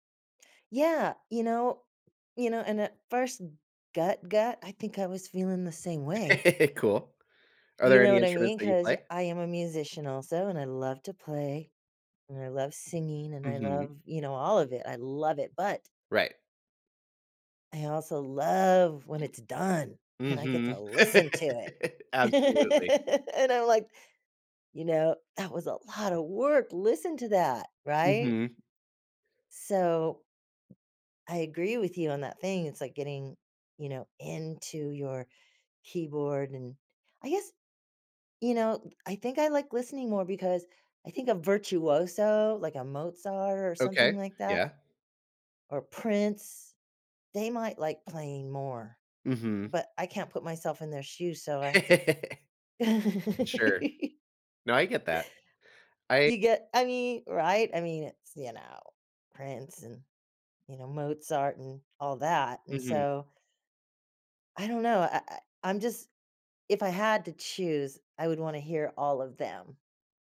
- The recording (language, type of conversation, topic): English, unstructured, Do you enjoy listening to music more or playing an instrument?
- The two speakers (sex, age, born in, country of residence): female, 60-64, United States, United States; male, 35-39, United States, United States
- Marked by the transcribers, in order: tapping; laugh; stressed: "love"; other background noise; stressed: "done"; laugh; laugh; laugh; laugh